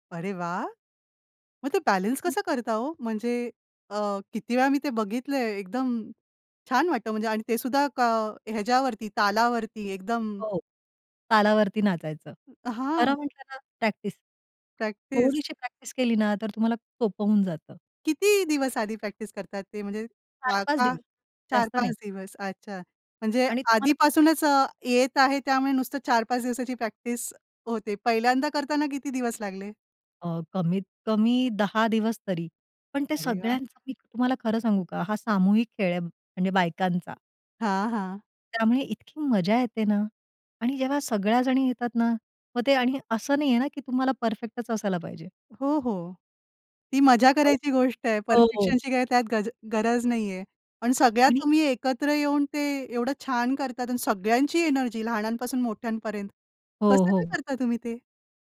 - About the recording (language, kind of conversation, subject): Marathi, podcast, सण-उत्सवांमुळे तुमच्या घरात कोणते संगीत परंपरेने टिकून राहिले आहे?
- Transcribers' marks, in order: unintelligible speech; other noise